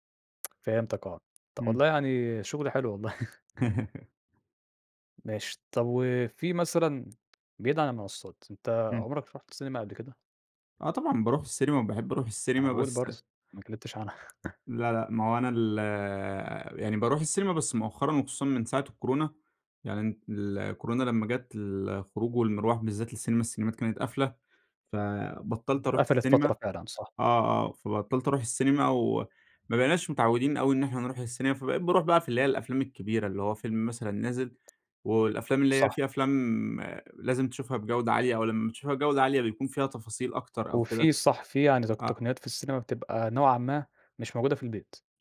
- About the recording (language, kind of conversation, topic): Arabic, podcast, إيه اللي بتحبه أكتر: تروح السينما ولا تتفرّج أونلاين في البيت؟ وليه؟
- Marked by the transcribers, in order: laugh; tapping; chuckle